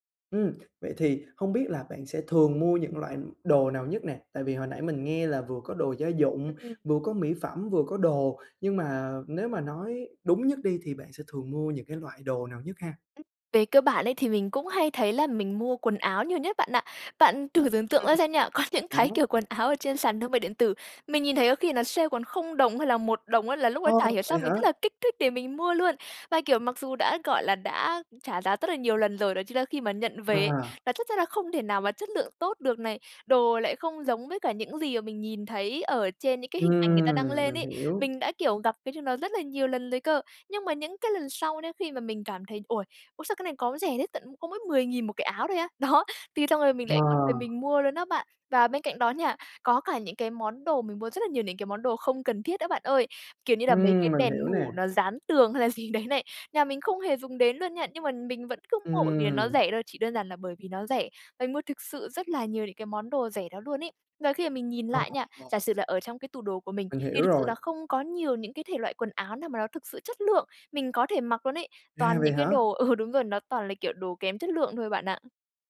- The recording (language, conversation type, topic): Vietnamese, advice, Làm thế nào để ưu tiên chất lượng hơn số lượng khi mua sắm?
- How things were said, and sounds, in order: other noise; tapping; laughing while speaking: "có những cái"; laughing while speaking: "Đó"; laughing while speaking: "gì đấy"; unintelligible speech; laughing while speaking: "ừ"